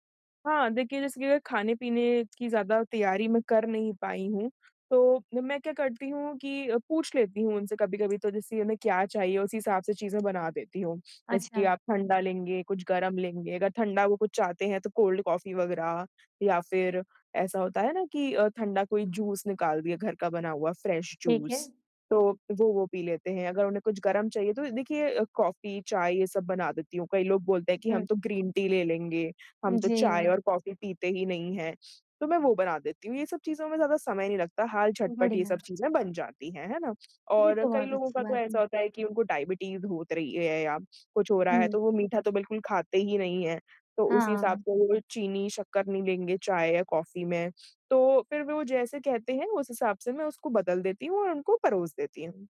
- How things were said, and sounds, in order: tapping; in English: "फ्रेश"; in English: "डायबिटीज़"
- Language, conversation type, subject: Hindi, podcast, अगर मेहमान अचानक आ जाएँ, तो आप क्या-क्या करते हैं?